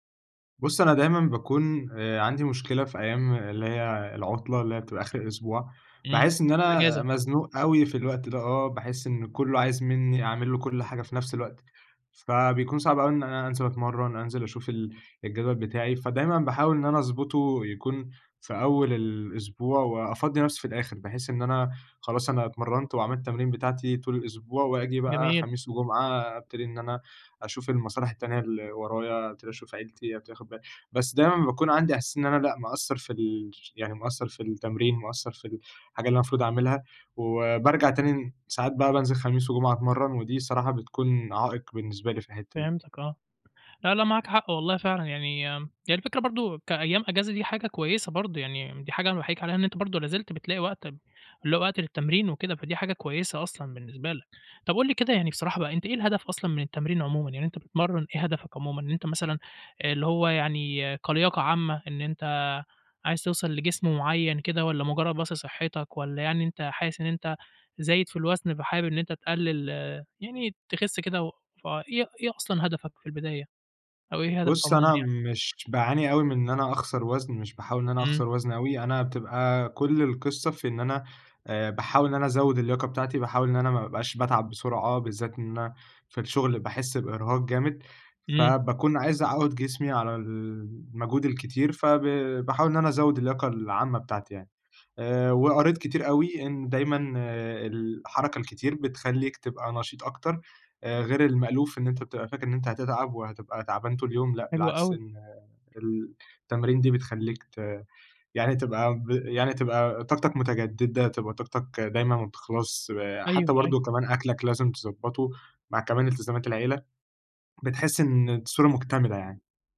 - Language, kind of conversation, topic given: Arabic, advice, إزاي أقدر أنظّم مواعيد التمرين مع شغل كتير أو التزامات عائلية؟
- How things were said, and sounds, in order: none